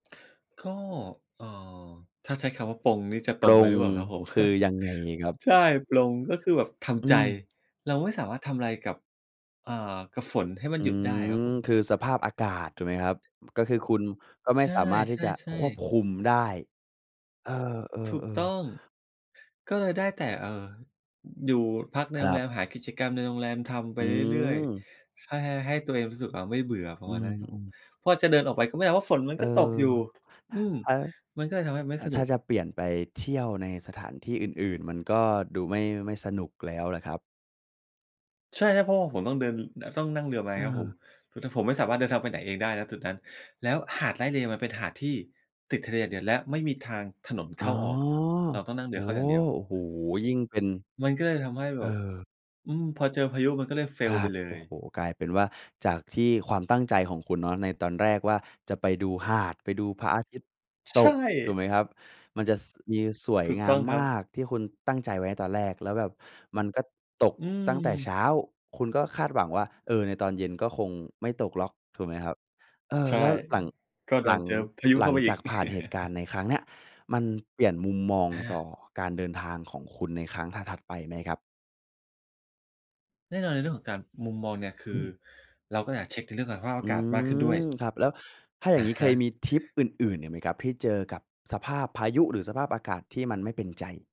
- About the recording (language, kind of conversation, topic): Thai, podcast, เคยเจอพายุหรือสภาพอากาศสุดโต่งระหว่างทริปไหม?
- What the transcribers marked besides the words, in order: chuckle; other background noise; unintelligible speech; tapping; in English: "Fail"; laugh